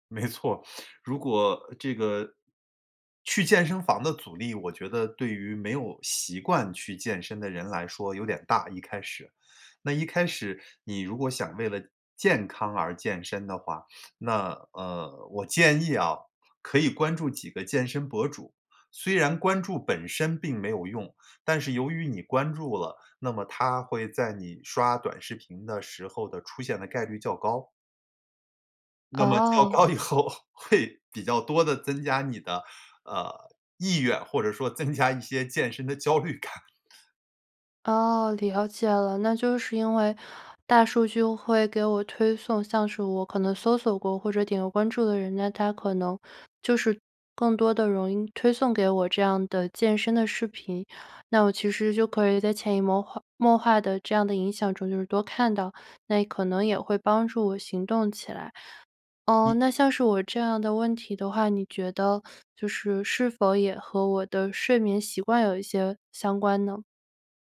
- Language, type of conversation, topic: Chinese, advice, 为什么我晚上睡前总是忍不住吃零食，结果影响睡眠？
- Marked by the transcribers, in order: laughing while speaking: "没错"; laughing while speaking: "高以后，会"; laughing while speaking: "增加一些健身的焦虑感"